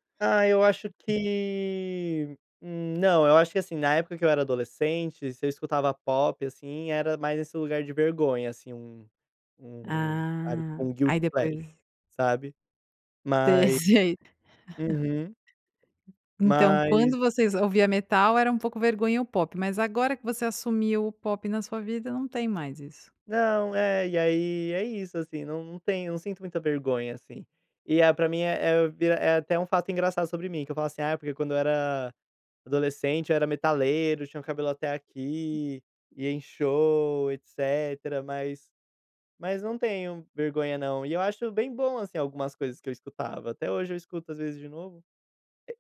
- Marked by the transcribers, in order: other noise; in English: "guilty"; laughing while speaking: "Te sei"; unintelligible speech; laugh
- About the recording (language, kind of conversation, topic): Portuguese, podcast, Que tipo de música você achava ruim, mas hoje curte?